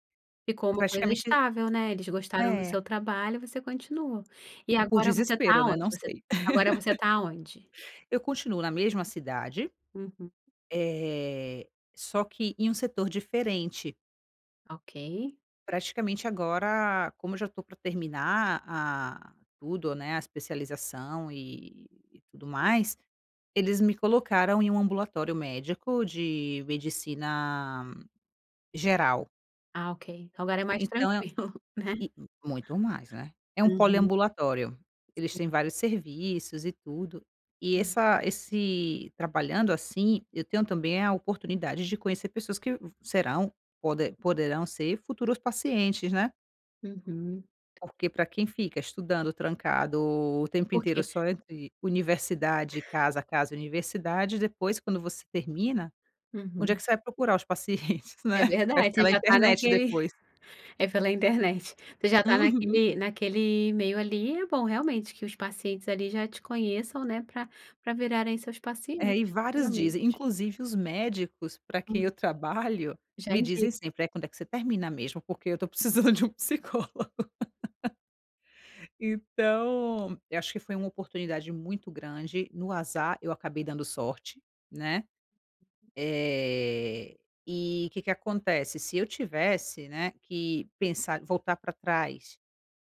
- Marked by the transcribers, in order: laugh; chuckle; tapping; laughing while speaking: "pacientes, né"; other noise; laughing while speaking: "precisando de um psicólogo"
- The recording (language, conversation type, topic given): Portuguese, podcast, Você já tomou alguma decisão improvisada que acabou sendo ótima?